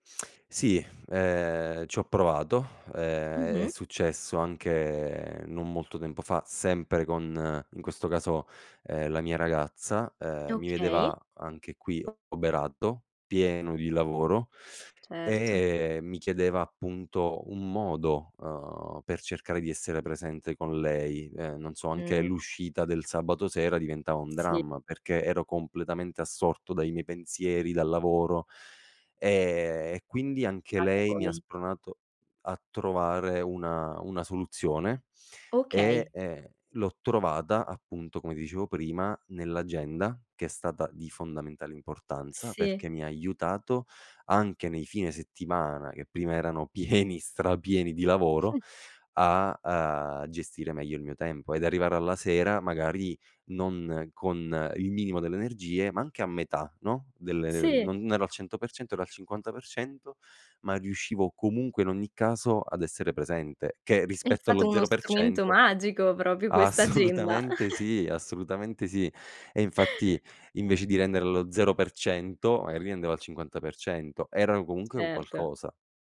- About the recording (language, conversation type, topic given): Italian, podcast, Come mantenere relazioni sane quando la vita è frenetica?
- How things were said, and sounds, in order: other noise; unintelligible speech; laughing while speaking: "pieni, strapieni"; gasp; tapping; laughing while speaking: "assolutamente"; "proprio" said as "propio"; chuckle; "Certo" said as "erto"